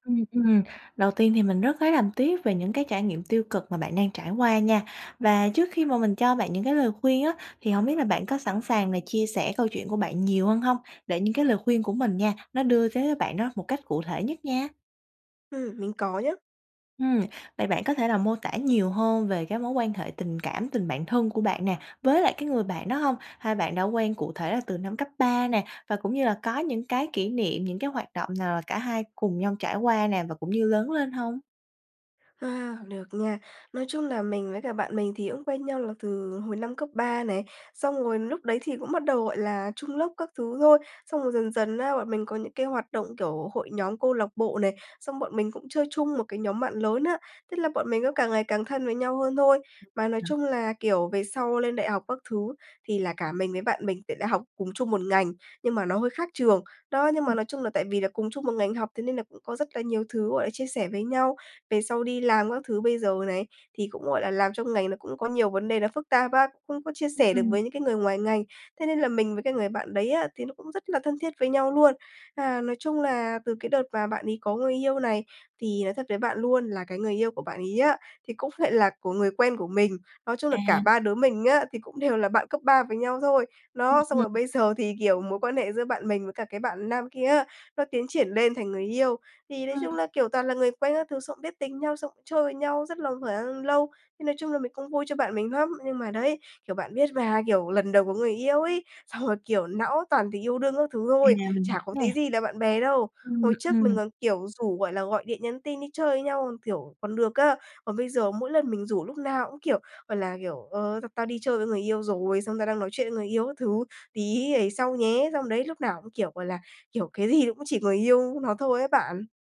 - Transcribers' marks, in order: tapping; other background noise; laughing while speaking: "cũng lại"; laughing while speaking: "cũng đều"; laughing while speaking: "giờ thì"; laughing while speaking: "xong là"
- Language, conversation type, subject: Vietnamese, advice, Làm sao để xử lý khi tình cảm bạn bè không được đáp lại tương xứng?